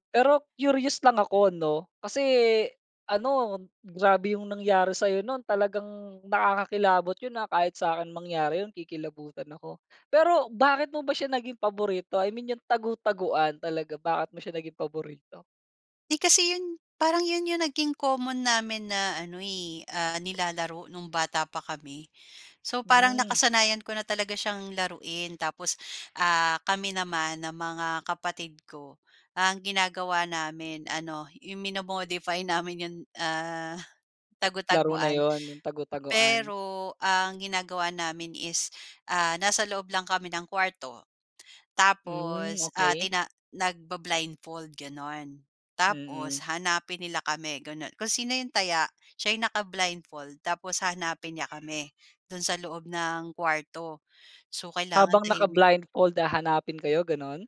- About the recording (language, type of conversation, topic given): Filipino, podcast, Ano ang paborito mong laro noong bata ka?
- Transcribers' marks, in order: tapping; in English: "mino-modify"; other animal sound